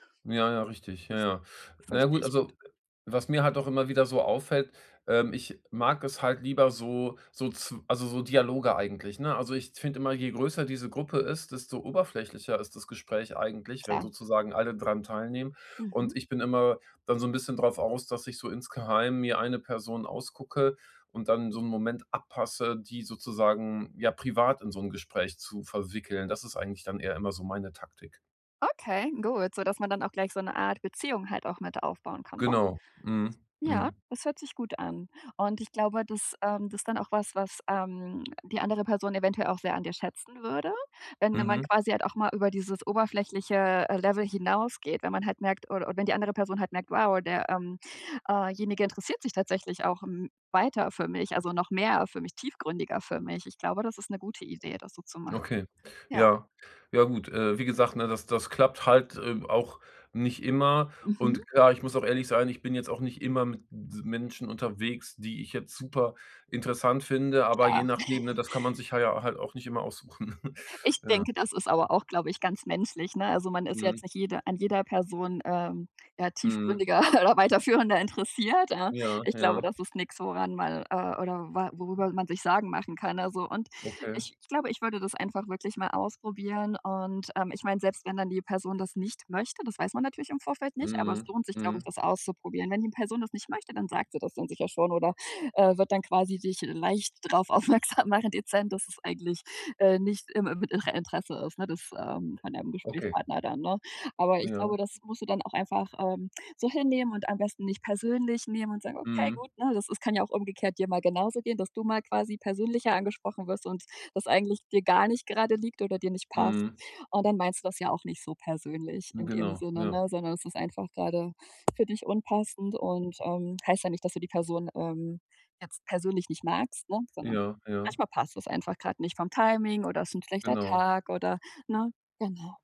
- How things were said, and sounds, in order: other background noise; other noise; chuckle; chuckle; chuckle; laughing while speaking: "aufmerksam machen"
- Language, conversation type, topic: German, advice, Wie kann ich mich auf Partys wohler fühlen und weniger unsicher sein?